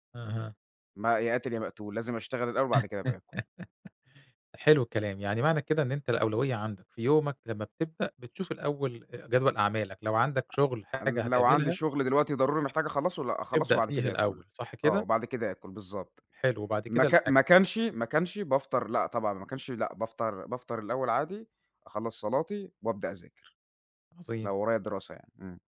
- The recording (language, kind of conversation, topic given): Arabic, podcast, إيه روتينك الصبح عادةً؟
- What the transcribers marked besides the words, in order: laugh; tapping